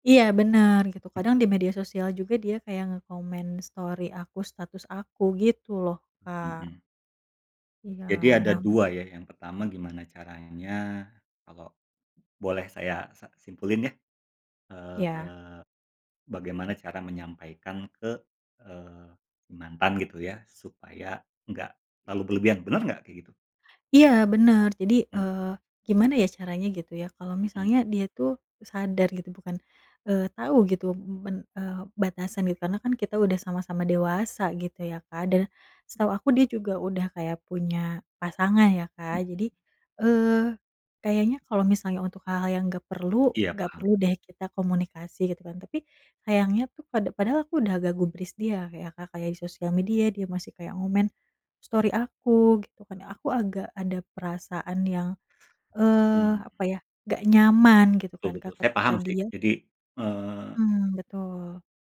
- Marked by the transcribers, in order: none
- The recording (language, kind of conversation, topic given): Indonesian, advice, Bagaimana cara menetapkan batas dengan mantan yang masih sering menghubungi Anda?